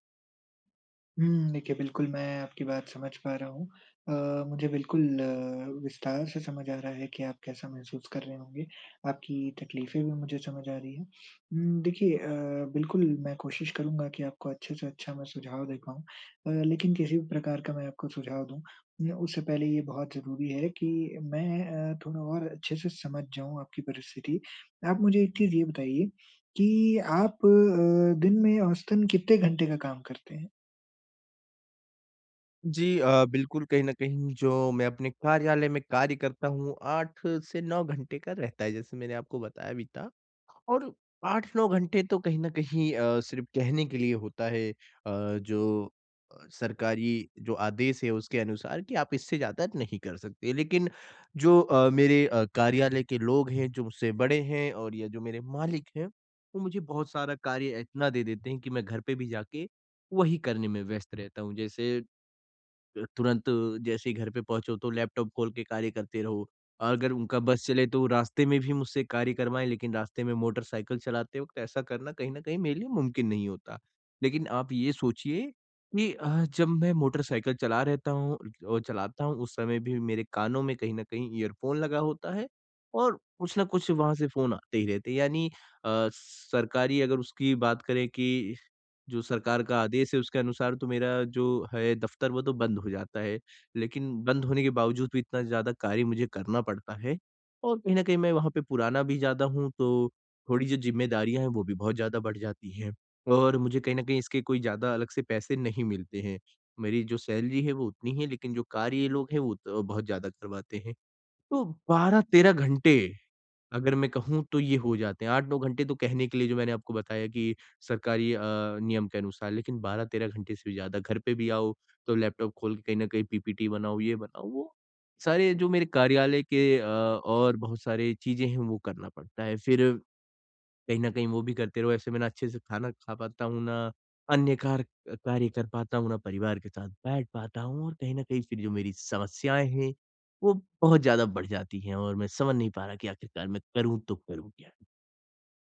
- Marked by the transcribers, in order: in English: "इयरफ़ोन"
- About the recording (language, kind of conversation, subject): Hindi, advice, मैं काम और निजी जीवन में संतुलन कैसे बना सकता/सकती हूँ?